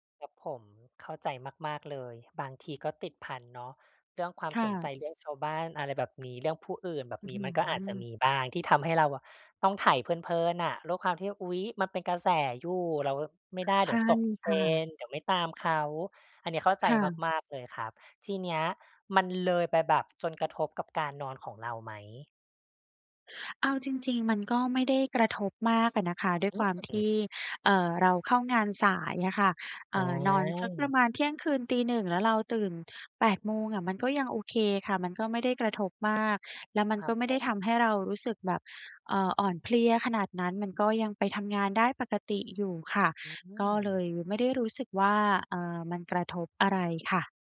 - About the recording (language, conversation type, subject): Thai, advice, จะจัดการเวลาว่างที่บ้านอย่างไรให้สนุกและได้พักผ่อนโดยไม่เบื่อ?
- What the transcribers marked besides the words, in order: tapping